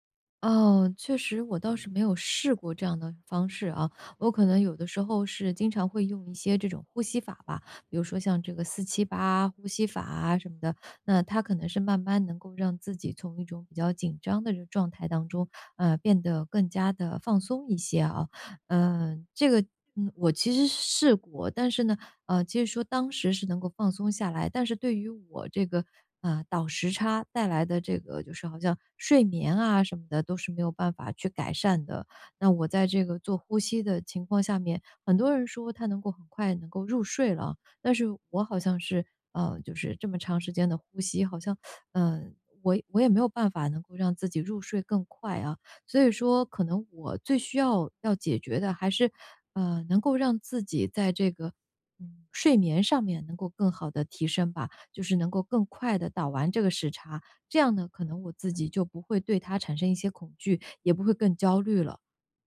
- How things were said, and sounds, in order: teeth sucking
- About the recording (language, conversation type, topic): Chinese, advice, 旅行时我常感到压力和焦虑，怎么放松？